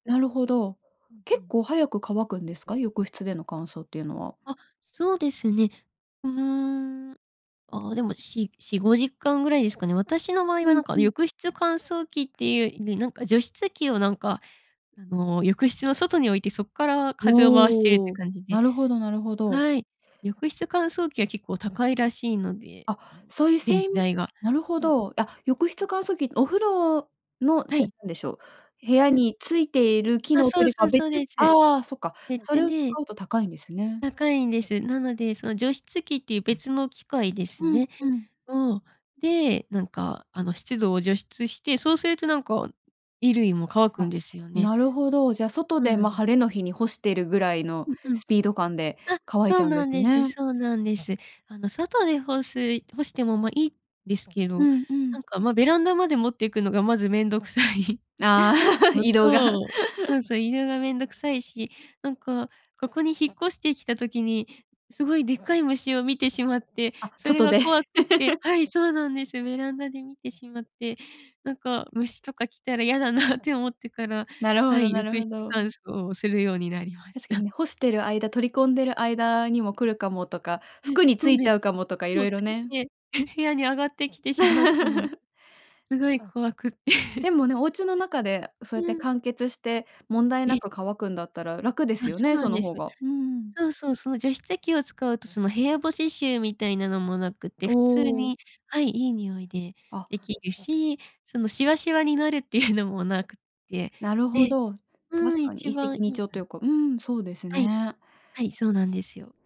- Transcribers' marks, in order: tapping; laughing while speaking: "めんどくさい"; laugh; laughing while speaking: "移動が"; laugh; other background noise; laugh; laughing while speaking: "嫌だなって"; laugh; laugh; other noise; laughing while speaking: "なるっていうのも"
- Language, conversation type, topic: Japanese, podcast, 家事のやりくりはどう工夫していますか？